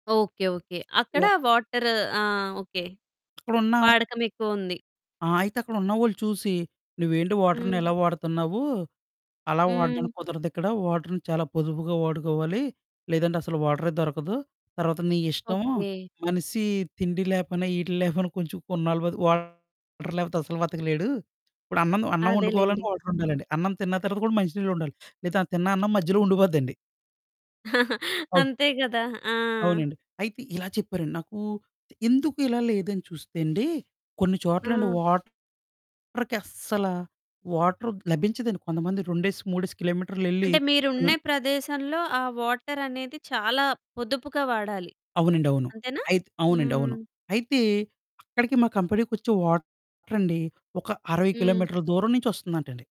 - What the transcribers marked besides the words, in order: in English: "వాటర్‌ని"; in English: "వాటర్‌ని"; in English: "వాటరే"; distorted speech; in English: "వాటర్"; chuckle; static; in English: "వాటర్‌కి"; in English: "వాటర్"; in English: "కంపెనీకొచ్చే"
- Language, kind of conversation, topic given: Telugu, podcast, నీటిని ఆదా చేయడానికి మీరు ఎలాంటి సులభమైన అలవాట్లు పాటిస్తున్నారు?